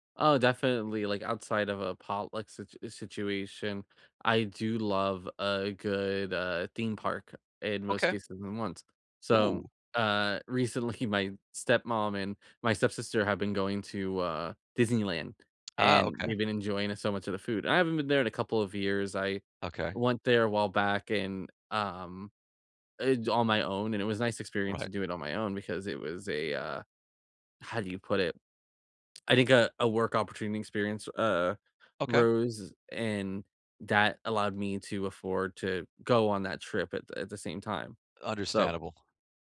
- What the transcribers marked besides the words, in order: none
- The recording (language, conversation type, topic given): English, unstructured, What food memory always makes you smile?